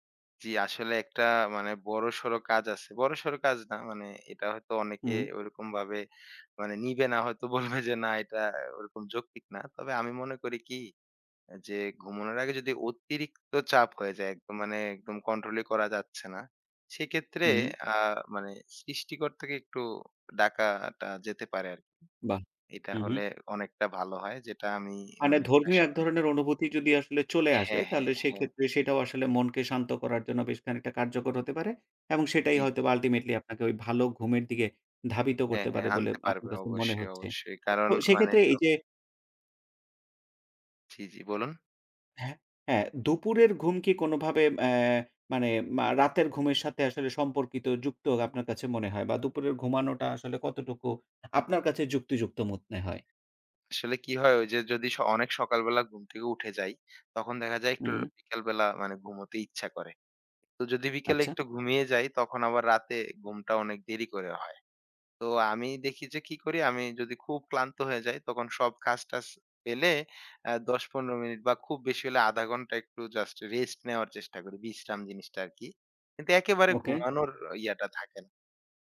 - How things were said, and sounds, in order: laughing while speaking: "বলবে যে"; tapping; in English: "আল্টিমেটলি"; other background noise
- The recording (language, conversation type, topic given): Bengali, podcast, ভালো ঘুমের জন্য আপনার সহজ টিপসগুলো কী?